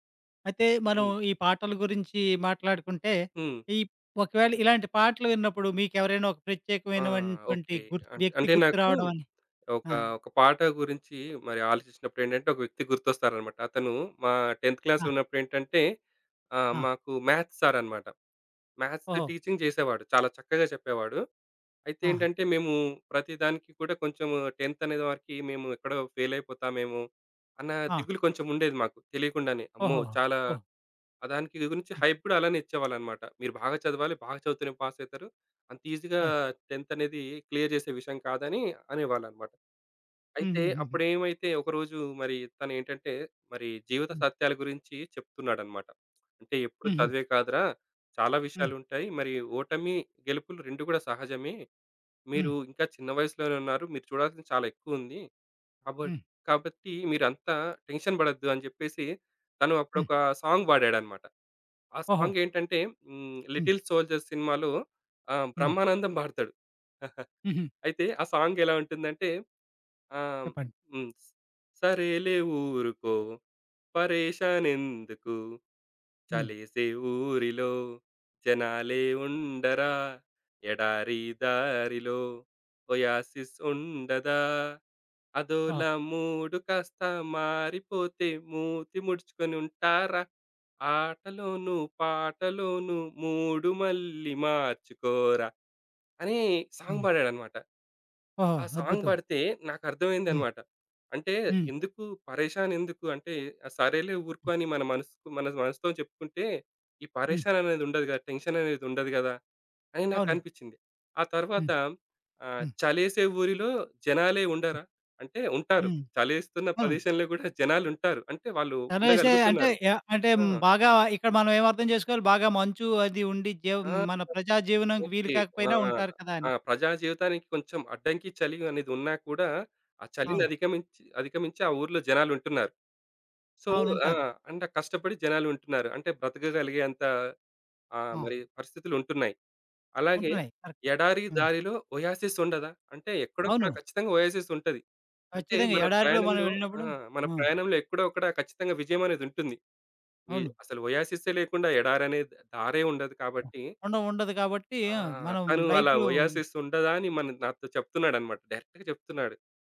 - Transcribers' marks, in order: in English: "టెంథ్ క్లాస్‌లో"; in English: "మ్యాథ్స్"; in English: "మ్యాథ్స్ టీచింగ్"; tapping; in English: "టెంథ్"; in English: "ఫెయిల్"; in English: "హైప్"; in English: "ఈజీగా టెంథ్"; in English: "క్లియర్"; "అప్పుడేమైదంతే" said as "అప్పుడేమైతే"; other background noise; in English: "టెన్షన్"; in English: "సాంగ్"; in English: "సాంగ్"; chuckle; in English: "సాంగ్"; singing: "సరేలే ఊరుకో, పరేషాన్ ఎందుకు? చలేసే … మూడు మళ్ళి మార్చుకోరా!"; in English: "సాంగ్"; in English: "సాంగ్"; in Hindi: "పరేషాన్"; in English: "టెన్షన్"; in English: "సో"; in English: "ఒయాసిస్"; in English: "కరెక్ట్"; in English: "ఒయాసిస్"; in English: "ఒయాసిస్"; in English: "లైఫ్‌లో"; in English: "డైరెక్ట్‌గా"
- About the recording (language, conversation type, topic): Telugu, podcast, ఒక పాట వింటే మీకు ఒక నిర్దిష్ట వ్యక్తి గుర్తుకొస్తారా?